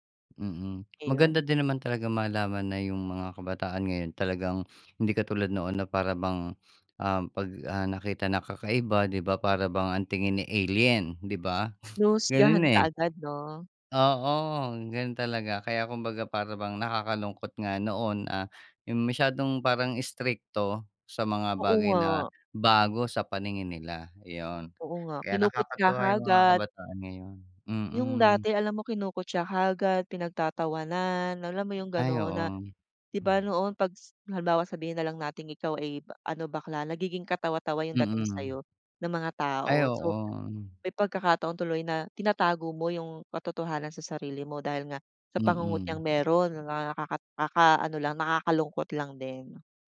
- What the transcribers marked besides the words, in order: snort
- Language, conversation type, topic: Filipino, podcast, Bakit mahalaga sa tingin mo ang representasyon sa pelikula at serye?